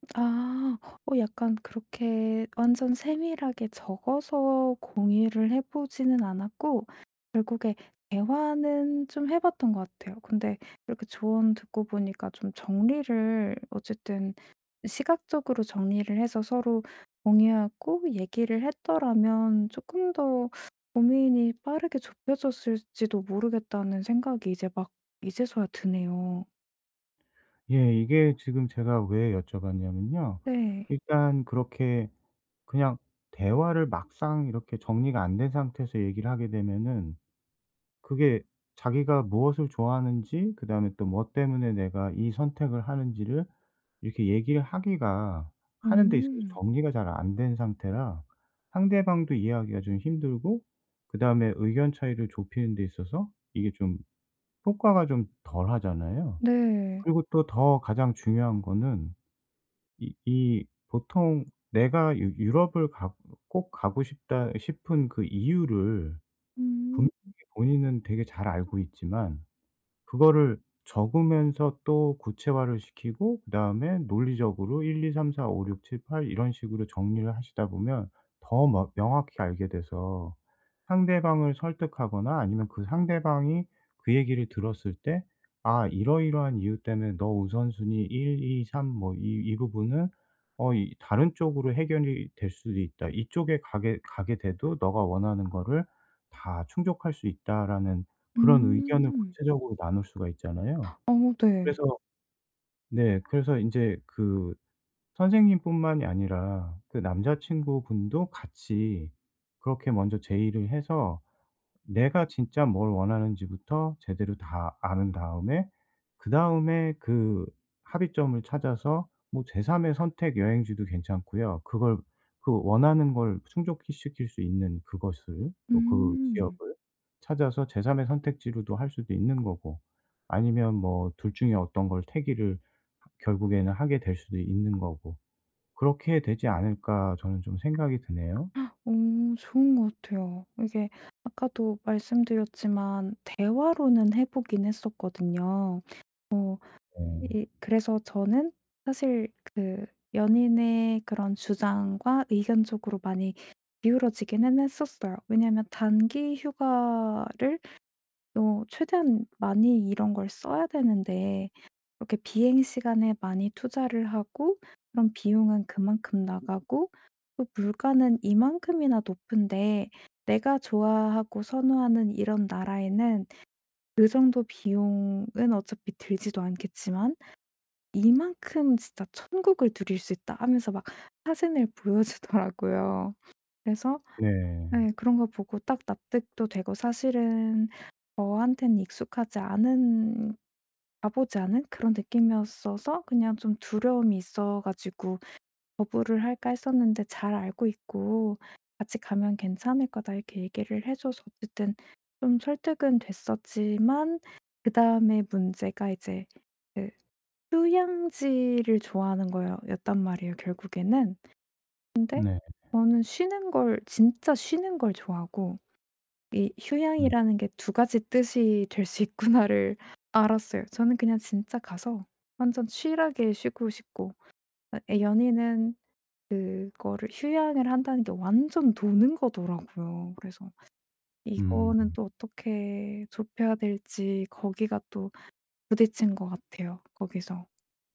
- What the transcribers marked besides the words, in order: other background noise; tapping; gasp; gasp; laughing while speaking: "보여주더라고요"; laughing while speaking: "있구나.'를"; put-on voice: "chill하게"; in English: "chill하게"
- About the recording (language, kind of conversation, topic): Korean, advice, 짧은 휴가로도 충분히 만족하려면 어떻게 계획하고 우선순위를 정해야 하나요?